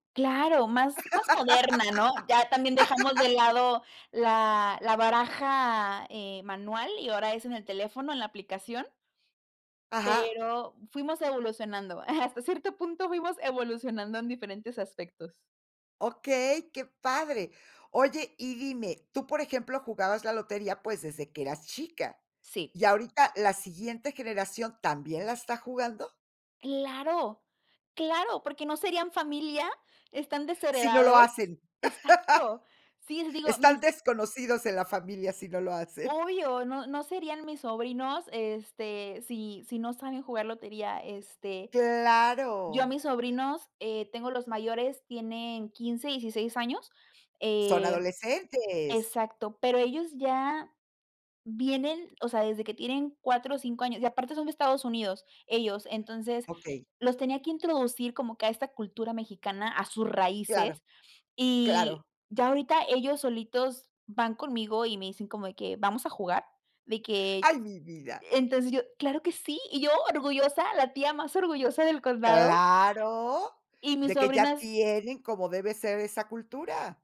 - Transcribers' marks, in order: laugh; laughing while speaking: "hasta"; laugh; tapping; laughing while speaking: "hacen"; drawn out: "Claro"; drawn out: "Claro"
- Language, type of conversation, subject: Spanish, podcast, ¿Qué actividad conecta a varias generaciones en tu casa?